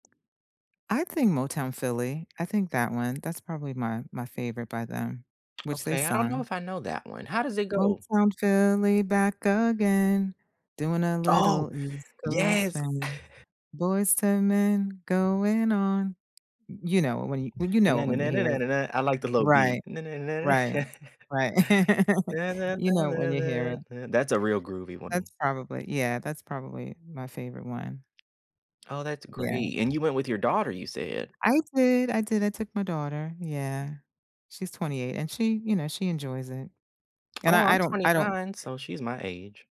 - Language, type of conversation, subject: English, unstructured, What was the last song you couldn't stop replaying, and what memory or feeling made it stick?
- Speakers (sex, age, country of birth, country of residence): female, 55-59, United States, United States; male, 30-34, United States, United States
- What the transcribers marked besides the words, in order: tapping; singing: "Motown Philly back again, doing … Men going on"; chuckle; humming a tune; humming a tune; laugh; humming a tune; laugh; other background noise